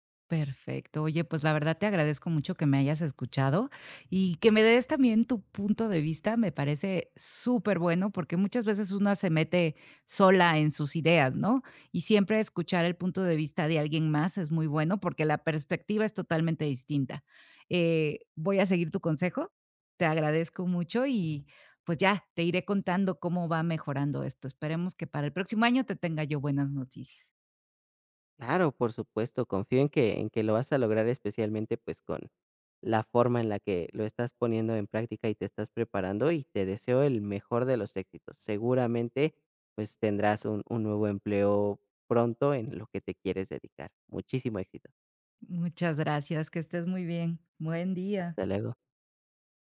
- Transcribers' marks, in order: none
- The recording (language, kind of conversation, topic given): Spanish, advice, Miedo a dejar una vida conocida
- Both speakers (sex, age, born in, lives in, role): female, 50-54, Mexico, Mexico, user; male, 20-24, Mexico, Mexico, advisor